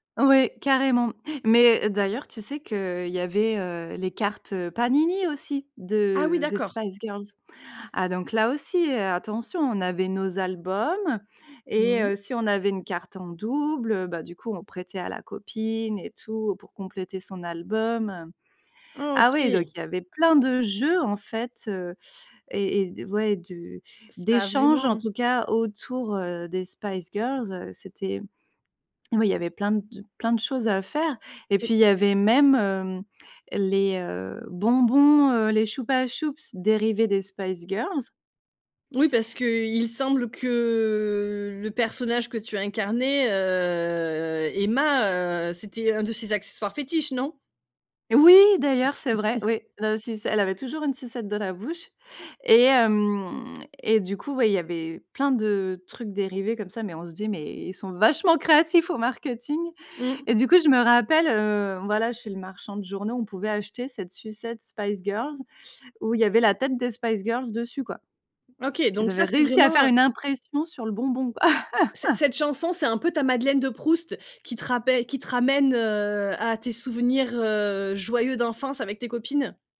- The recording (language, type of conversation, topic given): French, podcast, Quelle chanson te rappelle ton enfance ?
- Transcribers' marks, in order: drawn out: "que"; drawn out: "heu"; chuckle; laughing while speaking: "vachement créatifs au marketing"; laugh